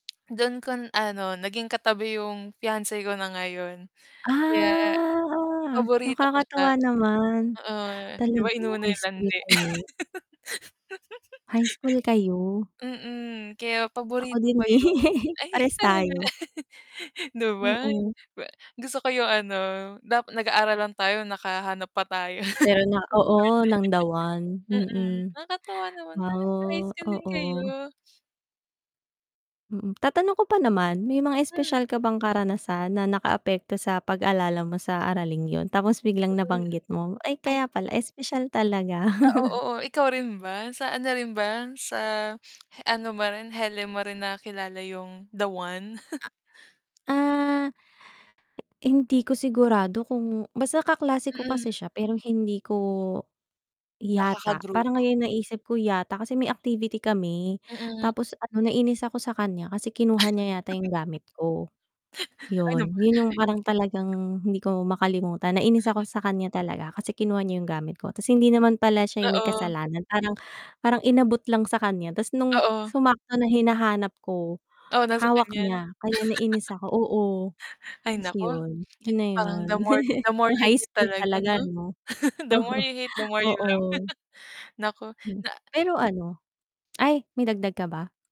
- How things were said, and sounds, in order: tapping; static; distorted speech; drawn out: "Ah"; laugh; chuckle; laughing while speaking: "eh"; chuckle; unintelligible speech; chuckle; scoff; mechanical hum; laugh; bird; chuckle; laugh; other background noise; chuckle; giggle; chuckle
- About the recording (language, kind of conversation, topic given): Filipino, unstructured, Ano ang pinakatumatak sa iyong aralin noong mga araw mo sa paaralan?